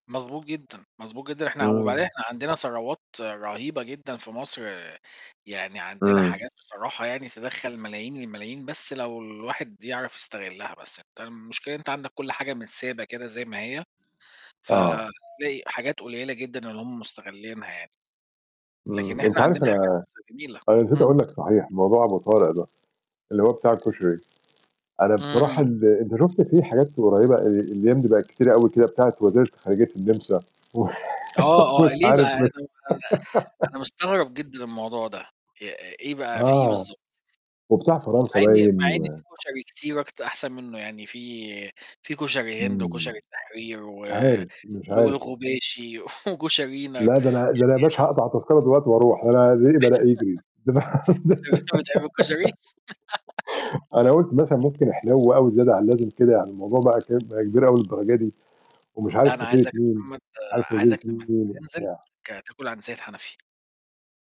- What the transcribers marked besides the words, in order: other background noise; static; distorted speech; unintelligible speech; laugh; laughing while speaking: "ومش عارف مش"; tapping; chuckle; laugh; laughing while speaking: "ده أنا قصد"; giggle; laugh; unintelligible speech
- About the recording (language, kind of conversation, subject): Arabic, unstructured, إنت شايف إن الحكومات بتعمل كفاية علشان تحمي البيئة؟
- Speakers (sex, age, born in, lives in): male, 40-44, Egypt, Portugal; male, 40-44, Egypt, Portugal